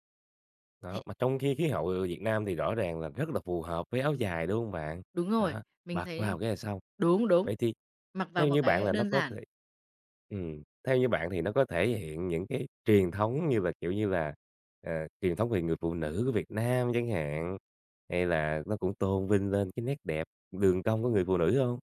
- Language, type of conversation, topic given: Vietnamese, podcast, Bạn nghĩ thế nào khi người nước ngoài mặc trang phục văn hóa của ta?
- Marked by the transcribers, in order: none